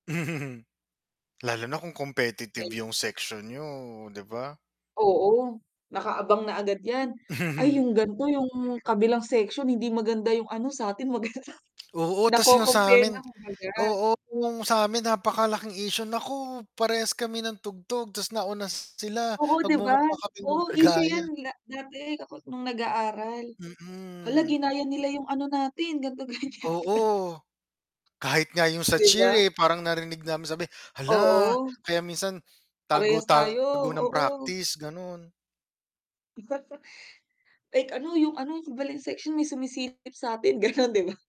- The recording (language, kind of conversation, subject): Filipino, unstructured, Ano ang pinakatumatak sa iyong karanasan sa isang espesyal na okasyon sa paaralan?
- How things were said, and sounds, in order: chuckle; static; chuckle; distorted speech; laughing while speaking: "ganto, ganyan"; chuckle